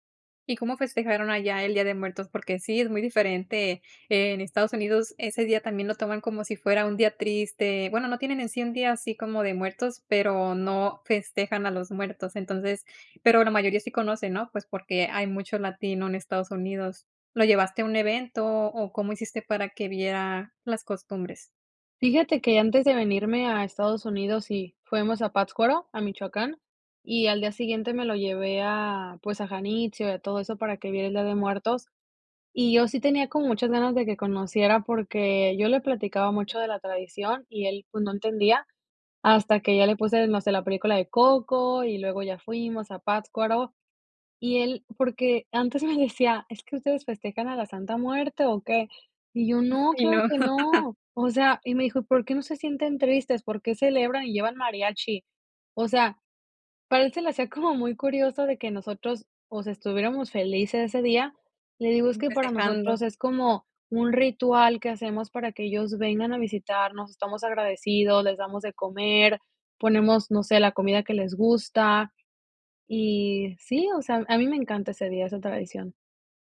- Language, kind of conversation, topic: Spanish, podcast, ¿cómo saliste de tu zona de confort?
- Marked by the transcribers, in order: laugh; chuckle